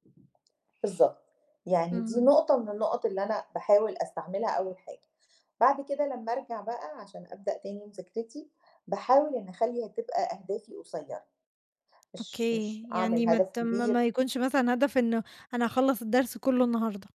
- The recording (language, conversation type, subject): Arabic, podcast, إزاي بتتعامل مع الإحباط وإنت بتتعلم لوحدك؟
- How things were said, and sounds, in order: other background noise; tapping